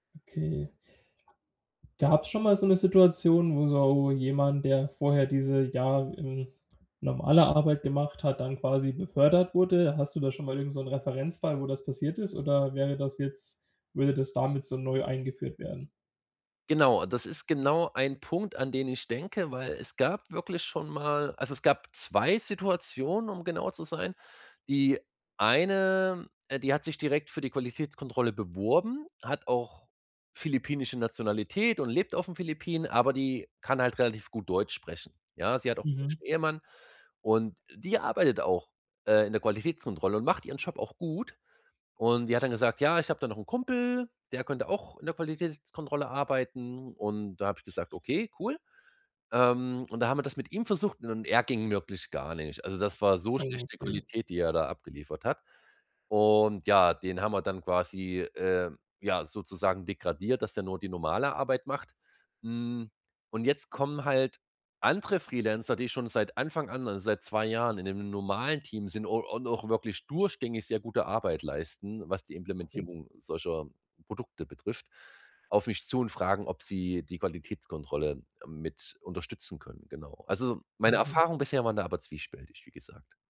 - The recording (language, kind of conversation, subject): German, advice, Wie kann ich Aufgaben richtig delegieren, damit ich Zeit spare und die Arbeit zuverlässig erledigt wird?
- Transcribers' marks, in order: put-on voice: "Kumpel"